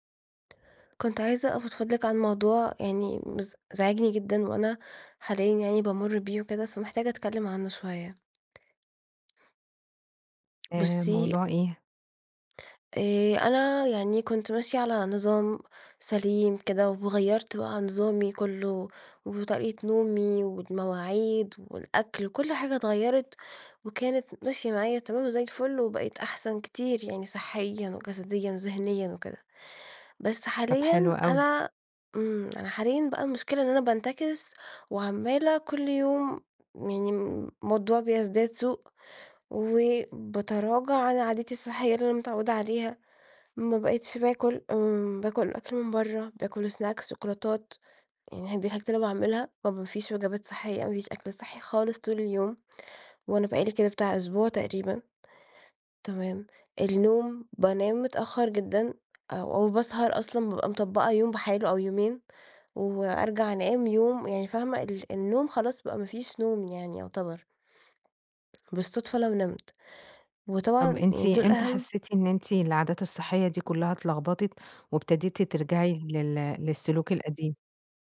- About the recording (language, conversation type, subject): Arabic, advice, ليه برجع لعاداتي القديمة بعد ما كنت ماشي على عادات صحية؟
- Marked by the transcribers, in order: tapping; in English: "سناكس"